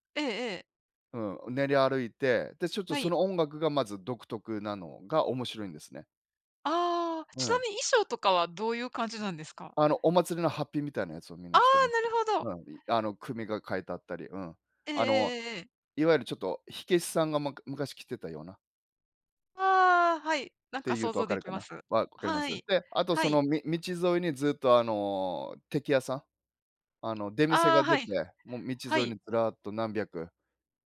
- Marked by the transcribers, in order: none
- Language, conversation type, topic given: Japanese, unstructured, 祭りに行った思い出はありますか？